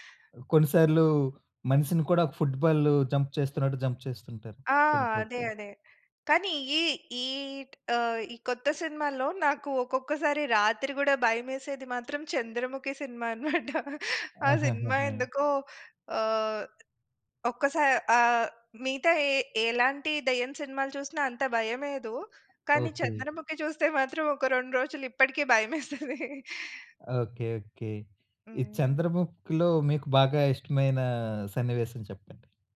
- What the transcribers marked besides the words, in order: in English: "ఫుట్"; in English: "జంప్"; in English: "జంప్"; laughing while speaking: "అనమాట"; tapping; chuckle
- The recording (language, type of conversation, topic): Telugu, podcast, పాత తెలుగు చిత్రం మీకు ఏది అత్యంత ఇష్టమైందీ, ఎందుకు?